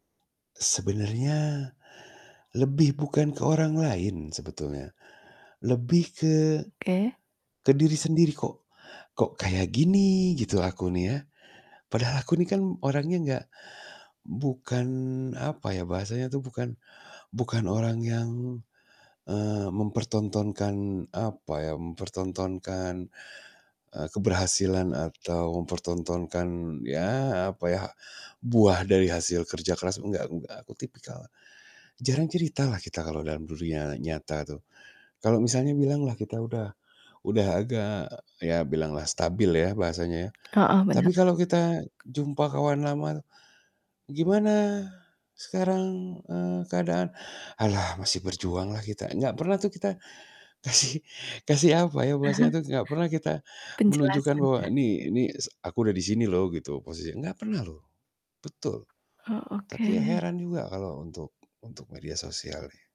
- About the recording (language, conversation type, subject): Indonesian, advice, Mengapa saya merasa harus pura-pura bahagia di media sosial padahal sebenarnya tidak?
- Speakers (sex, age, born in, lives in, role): female, 25-29, Indonesia, Indonesia, advisor; male, 40-44, Indonesia, Indonesia, user
- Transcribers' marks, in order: distorted speech; other background noise; laughing while speaking: "kasih"; chuckle